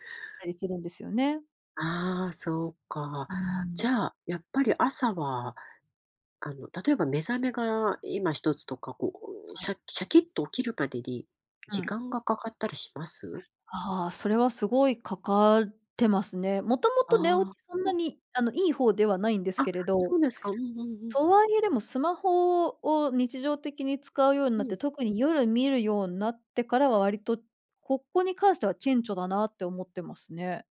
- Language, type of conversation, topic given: Japanese, podcast, 夜にスマホを使うと睡眠に影響があると感じますか？
- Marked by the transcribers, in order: none